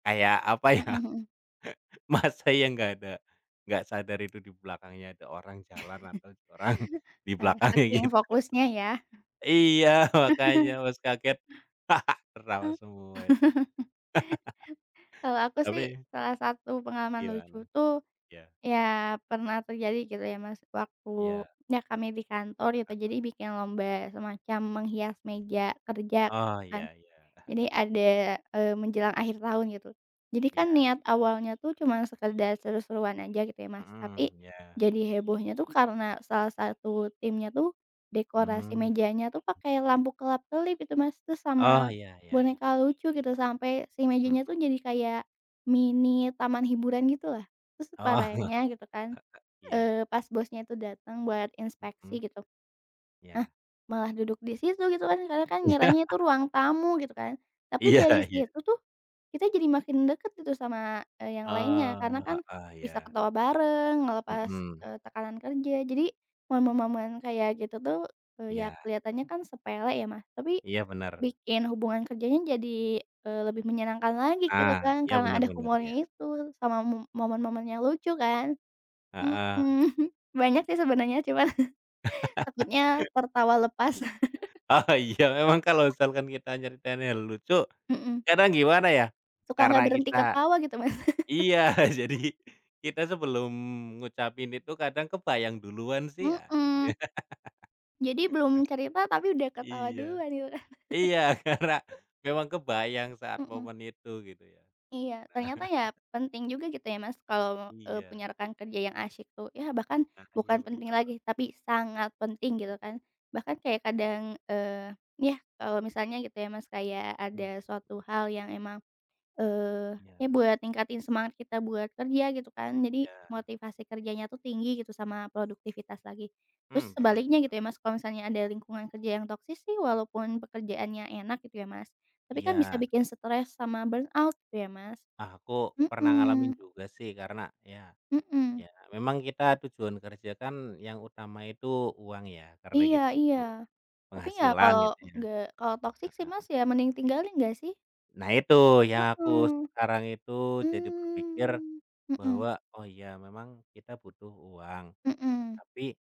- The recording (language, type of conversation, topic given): Indonesian, unstructured, Apa yang paling kamu nikmati dari rekan kerjamu?
- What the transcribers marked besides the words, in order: laughing while speaking: "apa ya, Masa"; laugh; chuckle; laughing while speaking: "orang di belakangnya, gitu"; other background noise; chuckle; laugh; chuckle; laughing while speaking: "Oh"; chuckle; laugh; tapping; laughing while speaking: "Iya iya"; laugh; chuckle; laughing while speaking: "cuma"; laughing while speaking: "Oh, iya"; laugh; laughing while speaking: "iya, jadi"; laugh; laughing while speaking: "ya"; chuckle; unintelligible speech; laughing while speaking: "karena"; chuckle; laughing while speaking: "Ah"; chuckle; in English: "burn out"; drawn out: "Mmm"